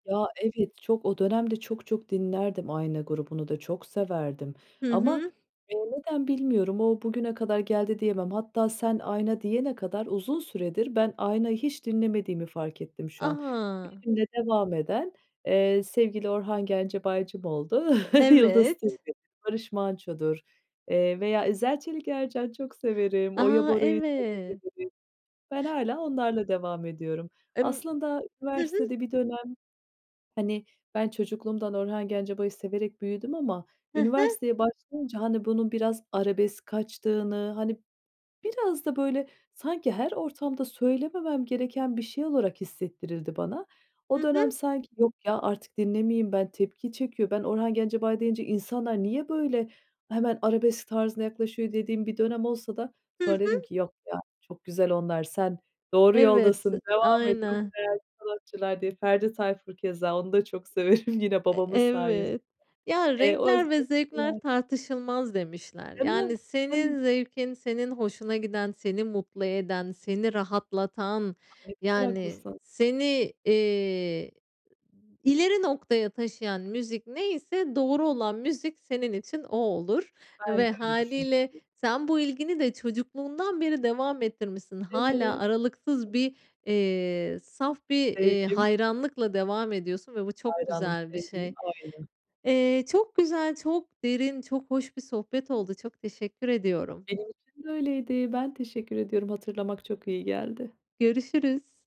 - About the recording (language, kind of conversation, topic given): Turkish, podcast, Çocukken dinlediğin müzikler, bugün yaptığın müziği nasıl etkiledi?
- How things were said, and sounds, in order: tapping; other background noise; chuckle; laughing while speaking: "çok severim"; unintelligible speech; unintelligible speech